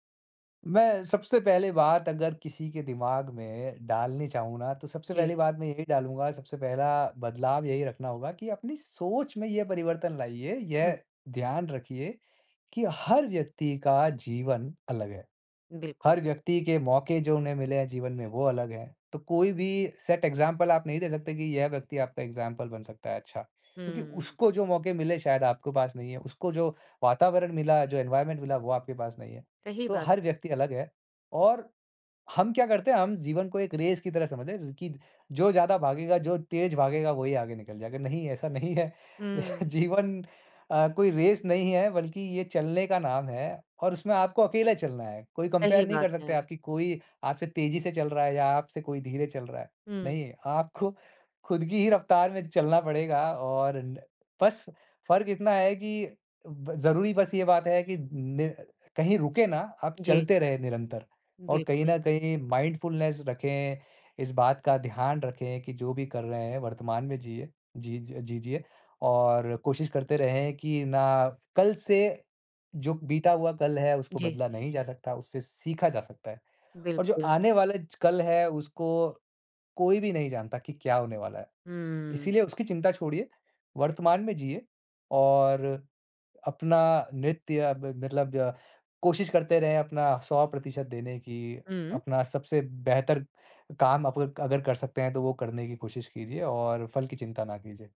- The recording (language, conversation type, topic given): Hindi, podcast, दूसरों से तुलना करने की आदत आपने कैसे छोड़ी?
- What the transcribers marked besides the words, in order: horn; in English: "सेट एग्ज़ामपल"; in English: "एग्ज़ामपल"; in English: "एनवायरमेंट"; in English: "रेस"; laughing while speaking: "है"; chuckle; in English: "रेस"; in English: "कंपेयर"; laughing while speaking: "आपको"; in English: "माइंडफ़ुलनेस"; other background noise